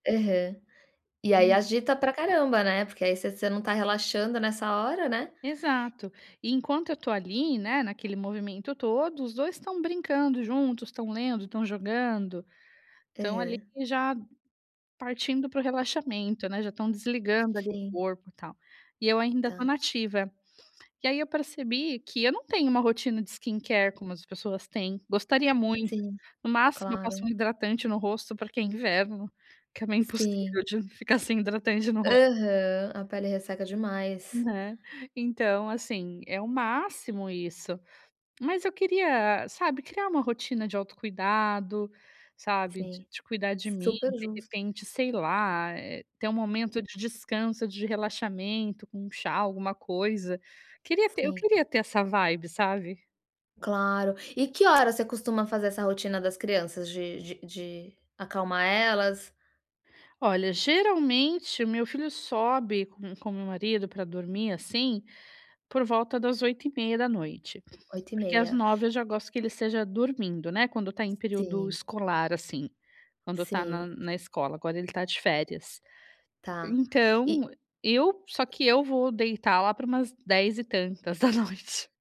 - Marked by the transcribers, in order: tapping; in English: "skincare"; other noise; other background noise; in English: "vibe"; laughing while speaking: "da noite"
- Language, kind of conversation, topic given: Portuguese, advice, Como posso criar uma rotina leve de autocuidado antes de dormir?